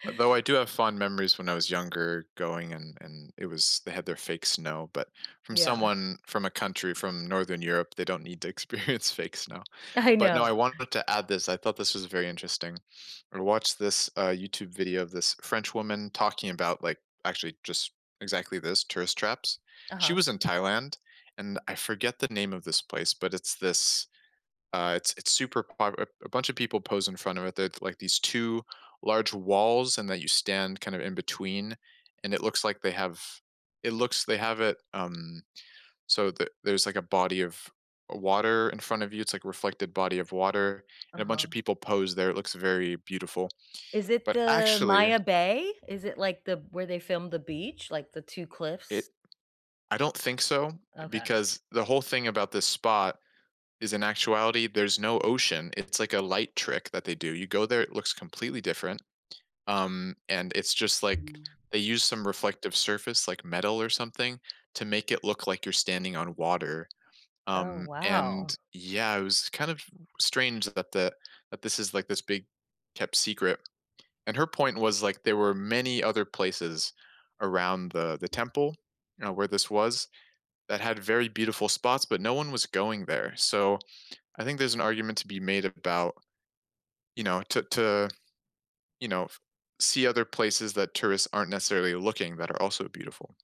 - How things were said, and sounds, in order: tapping; laughing while speaking: "experience"; laughing while speaking: "I"; other background noise
- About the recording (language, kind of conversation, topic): English, unstructured, How do you decide whether a tourist trap is worth visiting or better avoided?